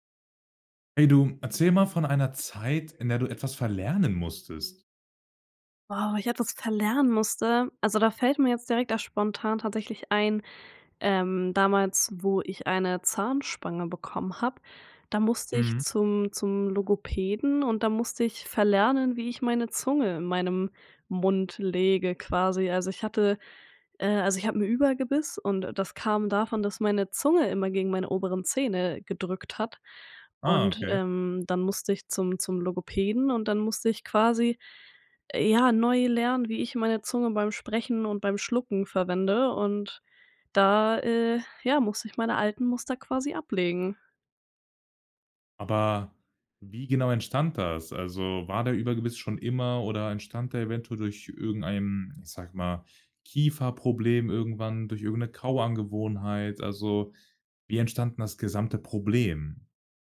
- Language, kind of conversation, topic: German, podcast, Kannst du von einer Situation erzählen, in der du etwas verlernen musstest?
- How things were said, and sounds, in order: "Überbiss" said as "Übergebiss"; "Überbiss" said as "Übergebiss"